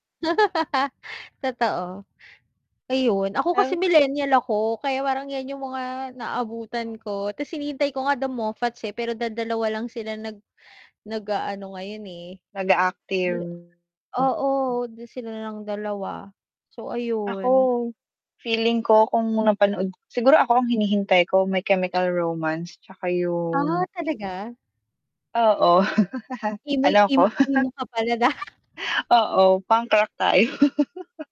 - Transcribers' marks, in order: laugh; static; tapping; chuckle; scoff; chuckle
- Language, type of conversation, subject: Filipino, unstructured, Ano ang pinakatumatak na konsiyertong naranasan mo?